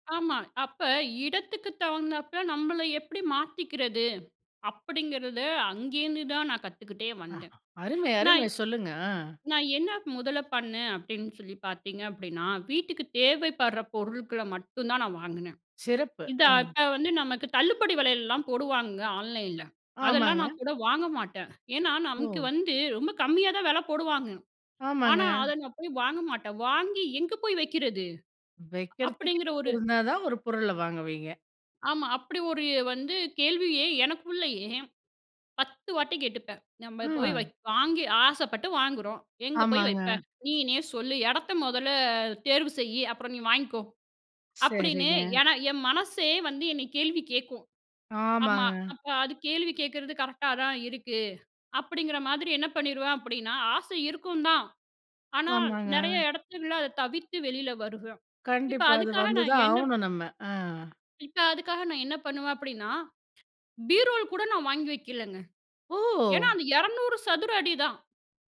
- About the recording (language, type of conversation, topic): Tamil, podcast, சிறிய வீட்டை வசதியாக அமைக்க நீங்கள் என்னென்ன வழிகளை யோசிப்பீர்கள்?
- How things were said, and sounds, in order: in English: "ஆன்லைன்ல"; tapping; in English: "பீரோல்"; surprised: "ஓ!"